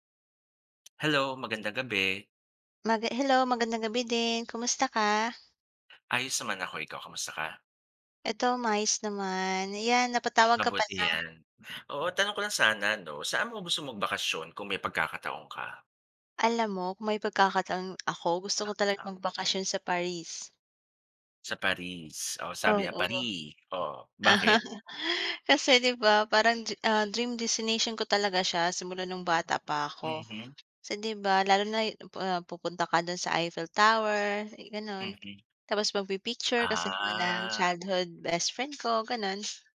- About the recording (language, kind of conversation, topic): Filipino, unstructured, Saan mo gustong magbakasyon kung magkakaroon ka ng pagkakataon?
- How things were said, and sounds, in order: tapping; tongue click; other background noise; background speech; laugh; put-on voice: "Pari"; drawn out: "Ah"; other noise